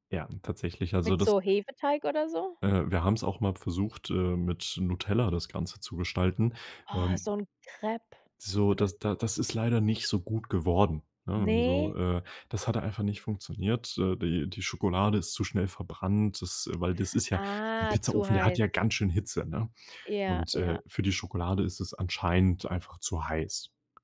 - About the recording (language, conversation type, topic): German, podcast, Was kocht ihr bei euch, wenn alle zusammenkommen?
- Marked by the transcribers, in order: surprised: "Oh"; drawn out: "Ah"; other background noise